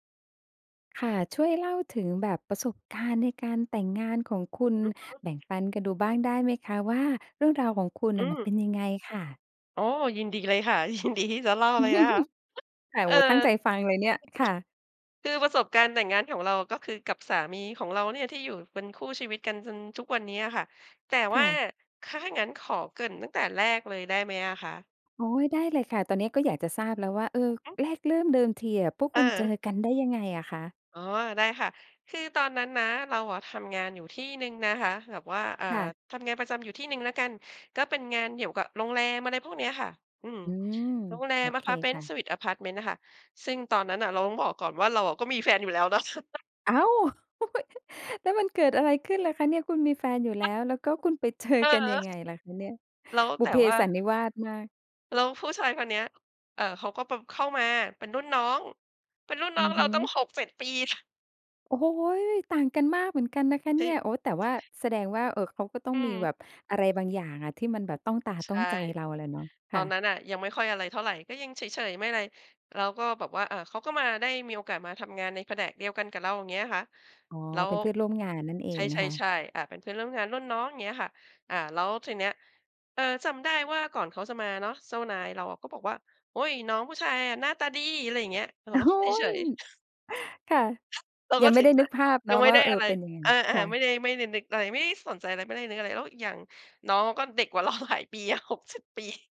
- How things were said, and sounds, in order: laughing while speaking: "ยินดีที่"; chuckle; other background noise; laughing while speaking: "เนาะ"; chuckle; laughing while speaking: "เจอ"; laughing while speaking: "เรา"; laughing while speaking: "อะ"
- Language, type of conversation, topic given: Thai, podcast, ประสบการณ์ชีวิตแต่งงานของคุณเป็นอย่างไร เล่าให้ฟังได้ไหม?